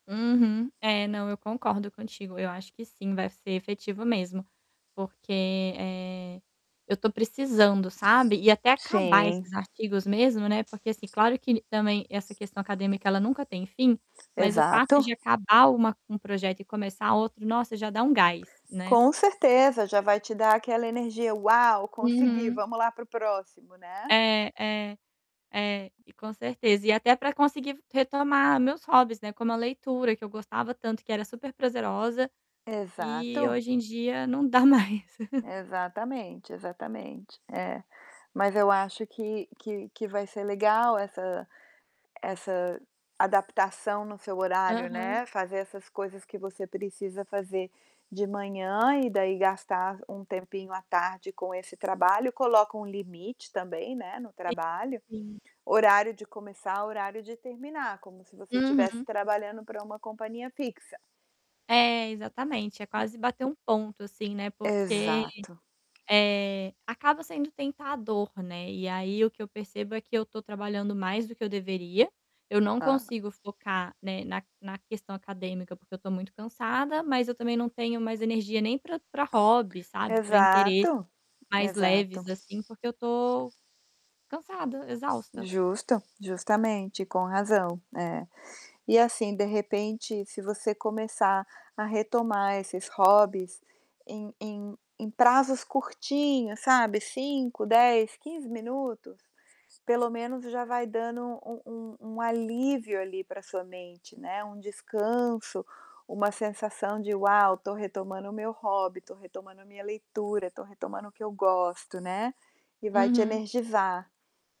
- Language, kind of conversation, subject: Portuguese, advice, Como posso retomar meus hobbies se não tenho tempo nem energia?
- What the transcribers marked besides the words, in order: tapping; other background noise; static; distorted speech; chuckle; unintelligible speech